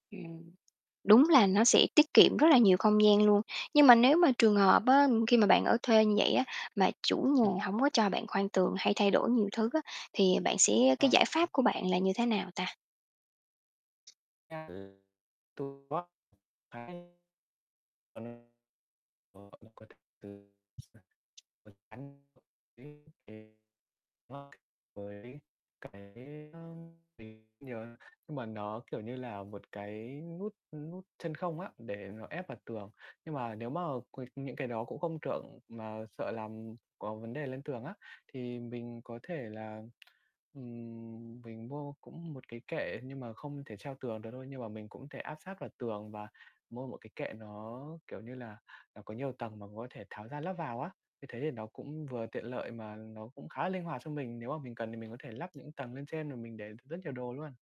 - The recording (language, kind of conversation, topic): Vietnamese, podcast, Bạn tối ưu hóa không gian lưu trữ nhỏ như thế nào để đạt hiệu quả cao nhất?
- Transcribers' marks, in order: distorted speech; tapping; other background noise; unintelligible speech; other noise; unintelligible speech; static; tongue click; mechanical hum